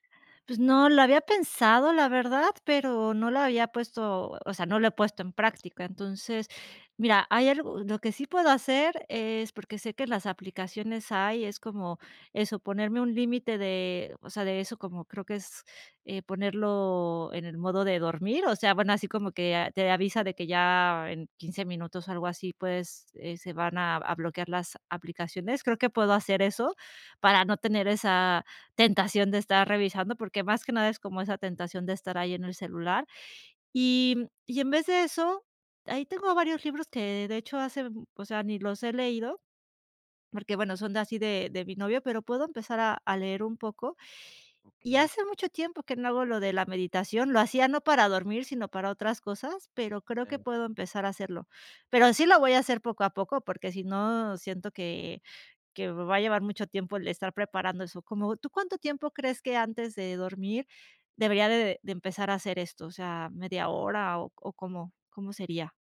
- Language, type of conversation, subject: Spanish, advice, ¿Cómo puedo manejar el insomnio por estrés y los pensamientos que no me dejan dormir?
- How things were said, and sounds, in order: tapping